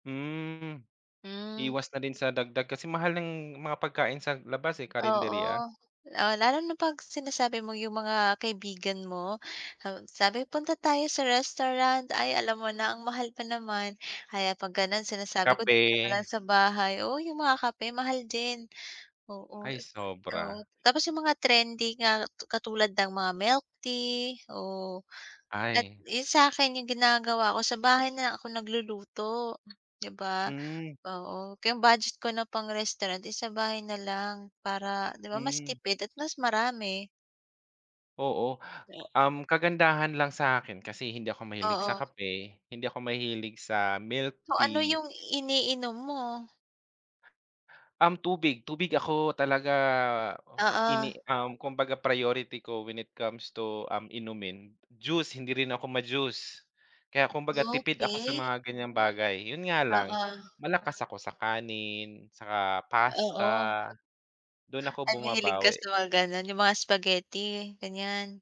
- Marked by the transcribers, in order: unintelligible speech; other background noise; background speech
- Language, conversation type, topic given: Filipino, unstructured, Ano-anong paraan ang ginagawa mo para makatipid?